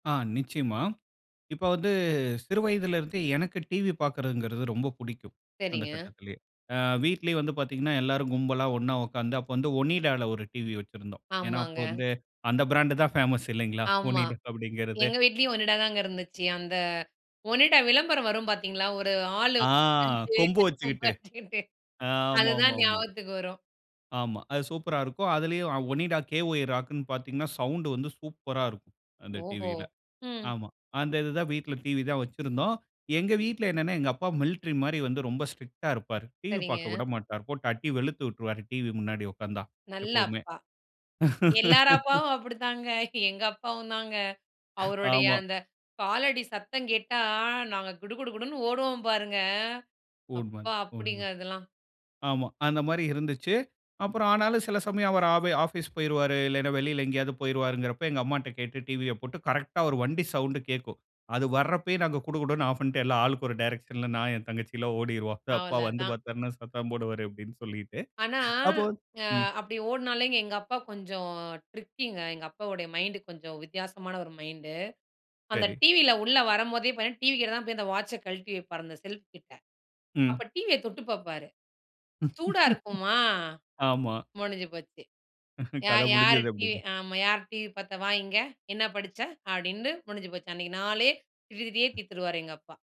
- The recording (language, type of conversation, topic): Tamil, podcast, டிவி பார்க்கும் பழக்கம் காலப்போக்கில் எப்படி மாறியுள்ளது?
- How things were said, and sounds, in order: other noise; laughing while speaking: "பல்லு கொம்பு வச்சிகிட்டு"; in English: "ராக்குனு"; in English: "ஸ்ட்ரிக்டா"; laugh; laughing while speaking: "ஆமா"; in English: "டேரக்ஷன்ல"; in English: "ட்ரிக்கிங்க"; in English: "மைண்டு"; laugh; laughing while speaking: "கத முடுஞ்சுது, அப்படினு"; other background noise